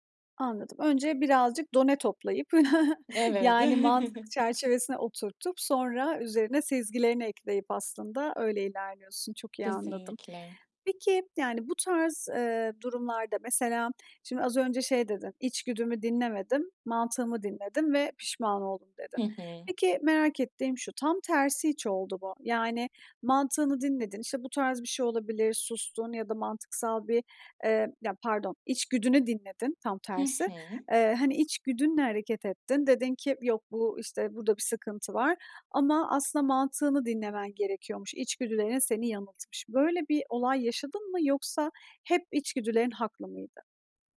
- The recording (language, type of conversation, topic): Turkish, podcast, Karar verirken mantığını mı yoksa içgüdülerini mi dinlersin?
- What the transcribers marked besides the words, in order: chuckle; tapping